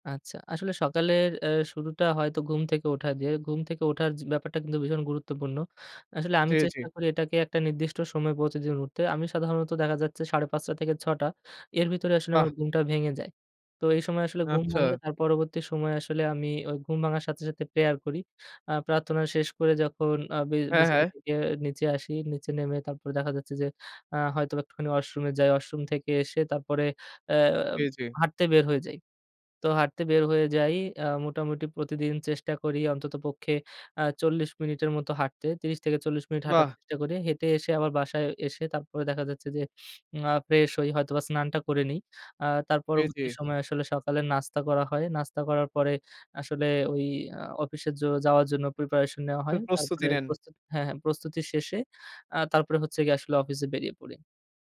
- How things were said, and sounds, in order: none
- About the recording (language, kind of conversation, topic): Bengali, podcast, আপনার সকালের রুটিনটা কেমন থাকে, একটু বলবেন?